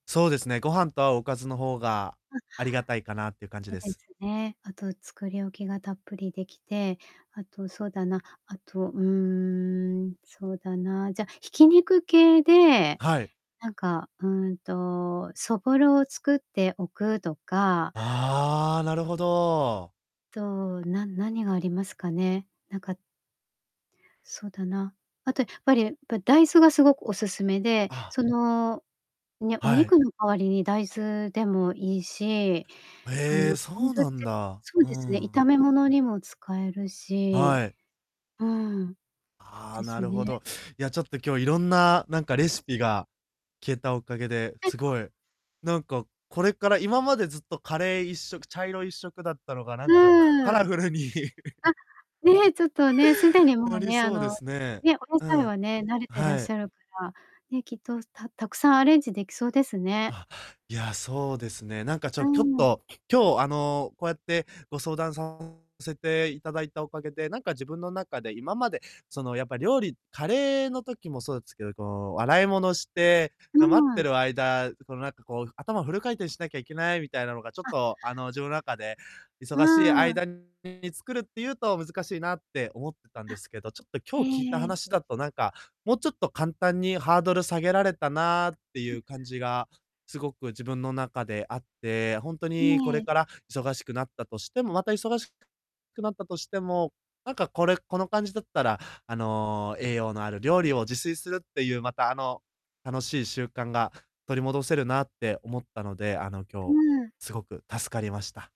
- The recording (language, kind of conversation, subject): Japanese, advice, 忙しくても簡単で栄養のある料理を作れるようになるには、どう始めればいいですか？
- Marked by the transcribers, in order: distorted speech; other background noise; laugh